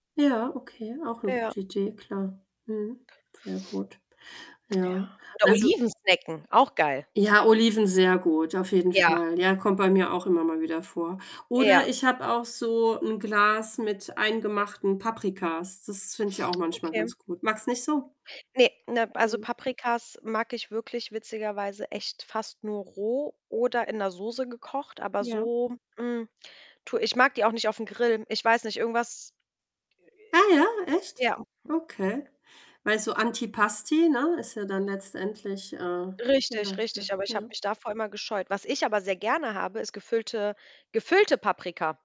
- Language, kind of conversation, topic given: German, unstructured, Magst du lieber süße oder salzige Snacks?
- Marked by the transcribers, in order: static; distorted speech; other background noise; anticipating: "Ah, ja, echt?"; stressed: "gefüllte"